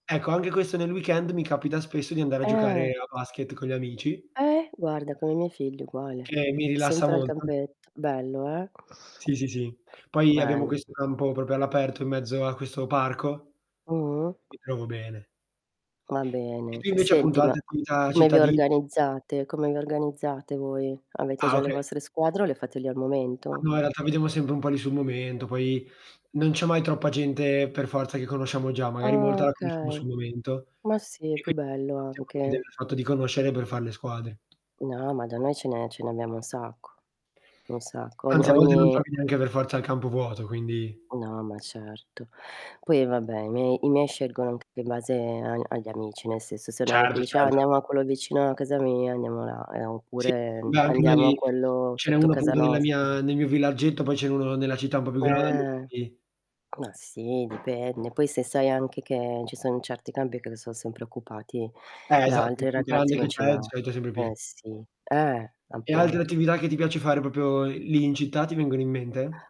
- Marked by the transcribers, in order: static; tapping; distorted speech; other background noise; "proprio" said as "propo"; unintelligible speech; drawn out: "Eh"; door; "proprio" said as "propio"
- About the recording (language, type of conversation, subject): Italian, unstructured, Cosa ti rende più felice durante il weekend?